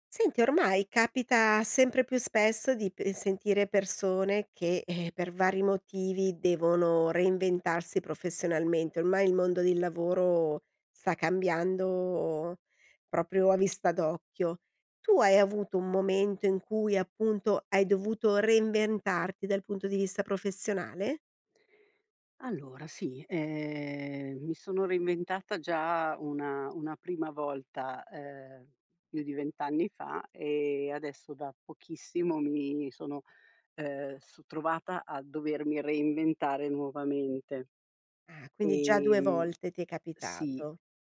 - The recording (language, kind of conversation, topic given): Italian, podcast, Raccontami di un momento in cui hai dovuto reinventarti professionalmente?
- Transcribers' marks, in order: "proprio" said as "propio"; tapping